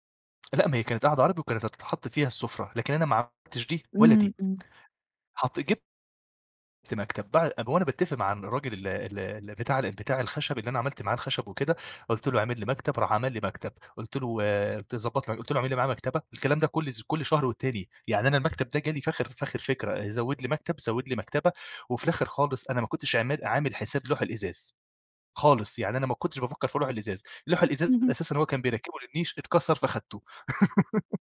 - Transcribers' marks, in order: laugh
- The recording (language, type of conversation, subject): Arabic, podcast, إزاي تغيّر شكل قوضتك بسرعة ومن غير ما تصرف كتير؟